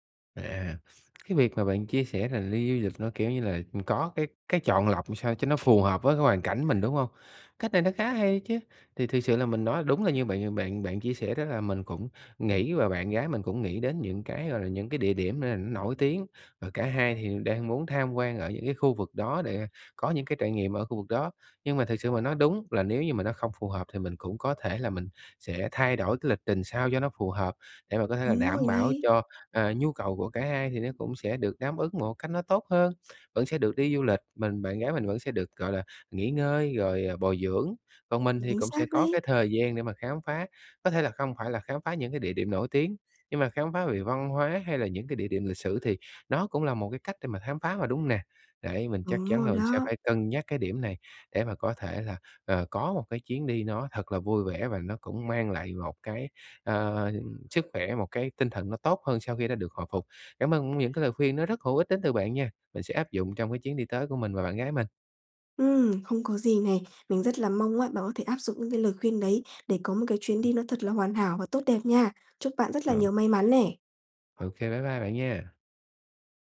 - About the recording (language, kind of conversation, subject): Vietnamese, advice, Làm sao để cân bằng giữa nghỉ ngơi và khám phá khi đi du lịch?
- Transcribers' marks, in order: tapping; other background noise